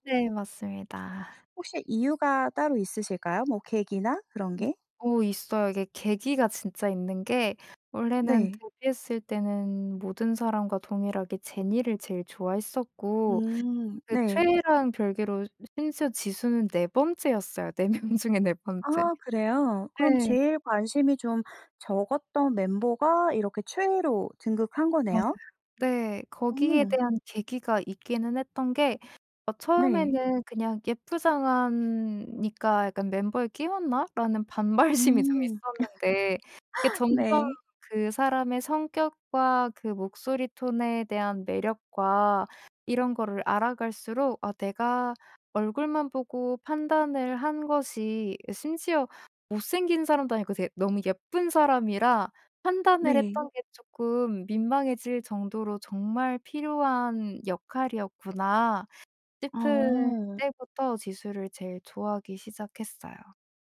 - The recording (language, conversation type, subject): Korean, podcast, 가장 기억에 남는 콘서트는 어땠어?
- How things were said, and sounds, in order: tapping; laughing while speaking: "네 명 중에"; laughing while speaking: "반발심이"; laugh